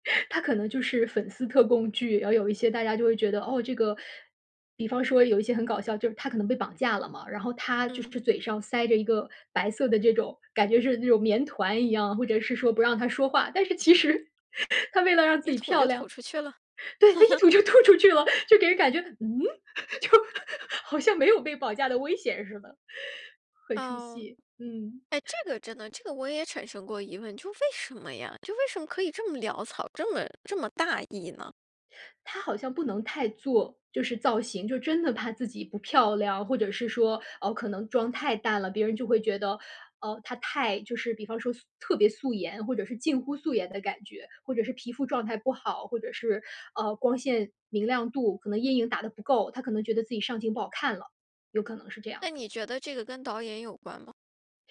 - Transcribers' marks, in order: laugh; laugh; laughing while speaking: "吐出去了，就给人感觉，嗯？就"; laugh; other background noise
- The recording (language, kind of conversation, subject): Chinese, podcast, 你对哪部电影或电视剧的造型印象最深刻？